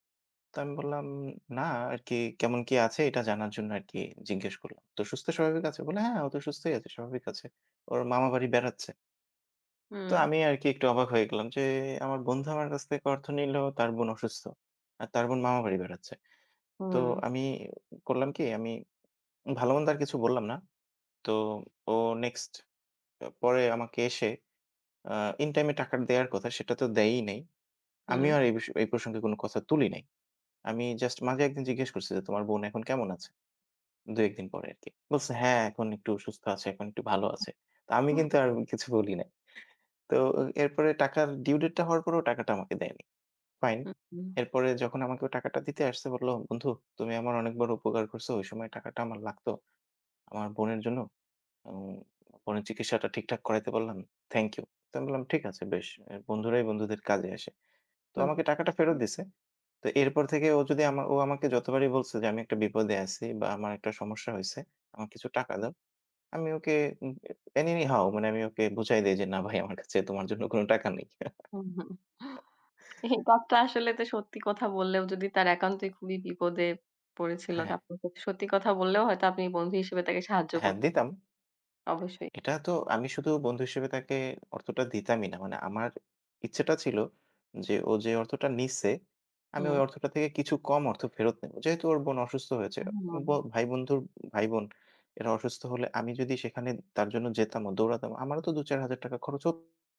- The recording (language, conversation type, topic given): Bengali, unstructured, সম্পর্কে বিশ্বাস কেন এত গুরুত্বপূর্ণ বলে তুমি মনে করো?
- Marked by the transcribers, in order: other background noise; unintelligible speech; tapping; chuckle; unintelligible speech